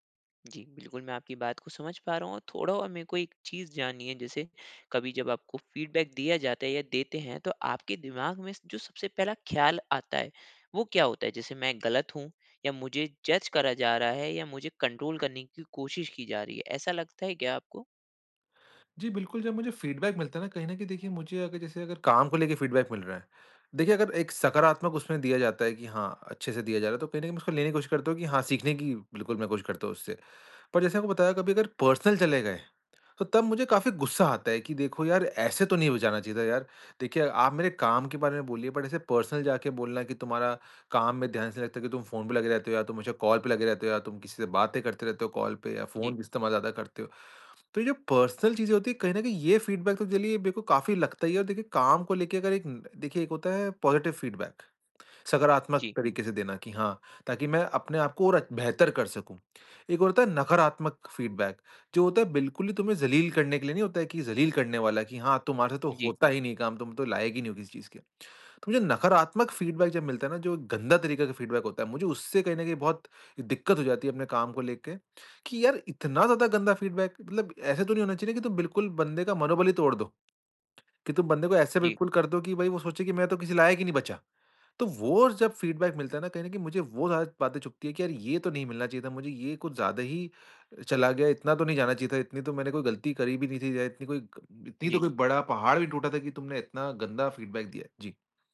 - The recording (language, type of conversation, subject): Hindi, advice, मैं बिना रक्षात्मक हुए फीडबैक कैसे स्वीकार कर सकता/सकती हूँ?
- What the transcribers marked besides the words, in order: in English: "फीडबैक"; in English: "जज"; in English: "कंट्रोल"; in English: "फीडबैक"; in English: "फीडबैक"; in English: "पर्सनल"; in English: "बट"; in English: "पर्सनल"; in English: "कॉल"; in English: "कॉल"; in English: "पर्सनल"; in English: "फीडबैक"; in English: "पॉजिटिव फीडबैक"; other background noise; in English: "फीडबैक"; in English: "फीडबैक"; in English: "फीडबैक"; in English: "फीडबैक"; in English: "फीडबैक"; in English: "फीडबैक"